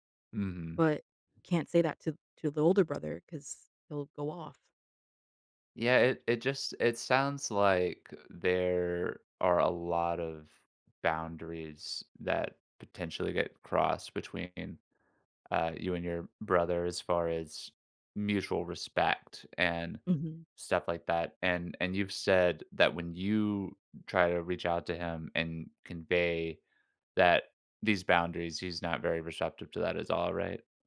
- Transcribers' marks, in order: other background noise; tapping
- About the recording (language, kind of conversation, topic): English, advice, How can I address ongoing tension with a close family member?